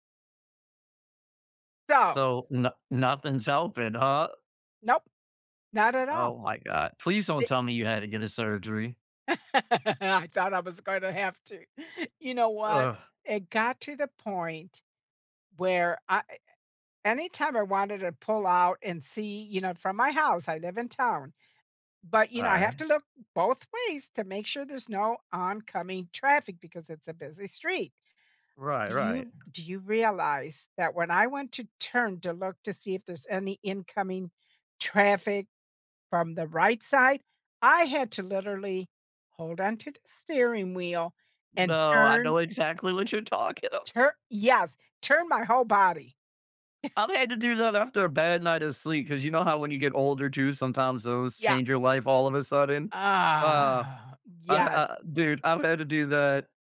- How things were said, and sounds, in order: laugh; scoff; groan
- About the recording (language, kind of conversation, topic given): English, unstructured, How should I decide whether to push through a workout or rest?